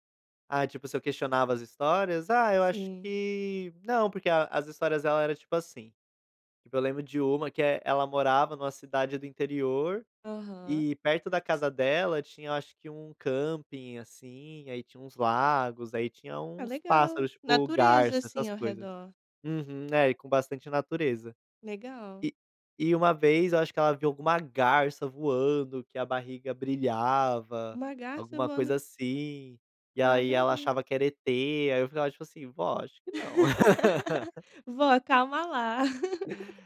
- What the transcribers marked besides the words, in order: laugh; laugh
- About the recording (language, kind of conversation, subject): Portuguese, podcast, Você se lembra de alguma história ou mito que ouvia quando criança?